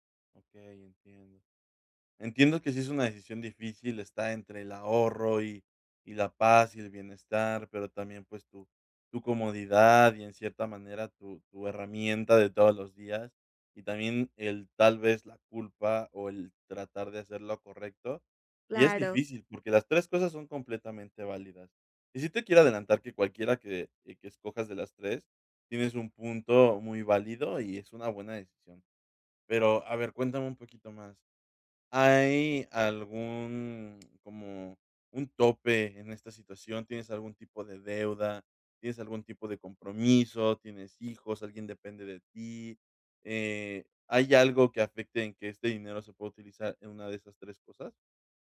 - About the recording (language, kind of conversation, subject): Spanish, advice, ¿Cómo puedo cambiar o corregir una decisión financiera importante que ya tomé?
- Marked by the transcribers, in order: other background noise